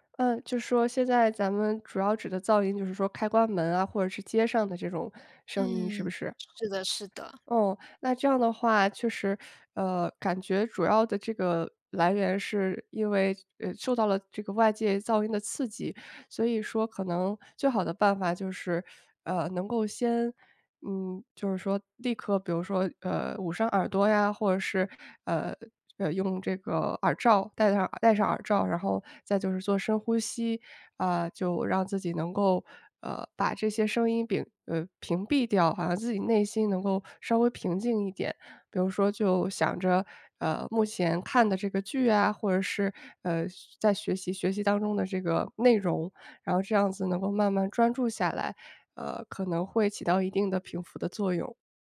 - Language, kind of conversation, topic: Chinese, advice, 我怎么才能在家更容易放松并享受娱乐？
- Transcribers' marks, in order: teeth sucking; teeth sucking; other background noise